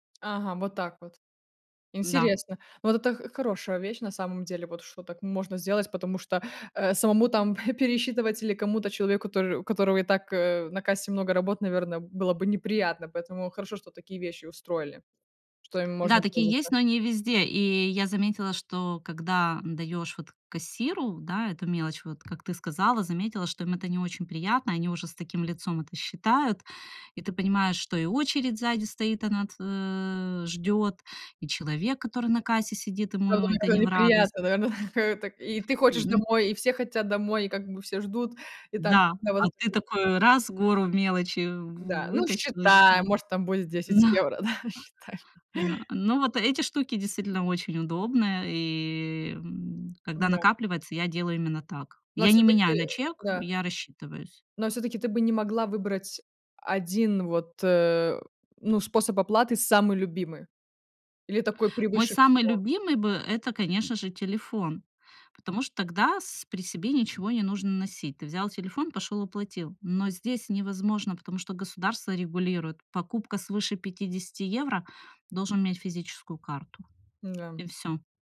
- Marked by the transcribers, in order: chuckle; chuckle; laughing while speaking: "да, считай"; tapping; other background noise
- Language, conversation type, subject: Russian, podcast, Как ты чаще всего расплачиваешься — картой, телефоном или наличными, и почему?